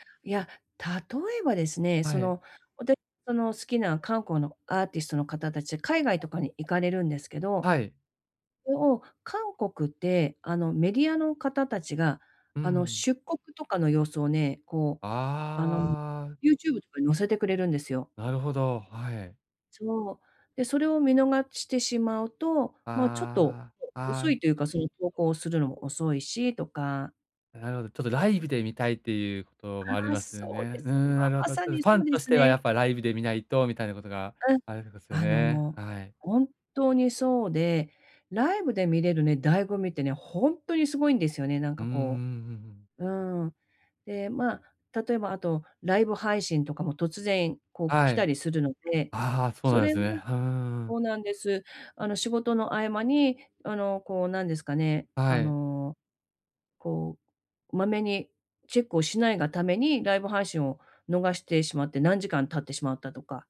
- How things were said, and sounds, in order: other background noise; tapping
- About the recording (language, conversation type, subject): Japanese, advice, 時間不足で趣味に手が回らない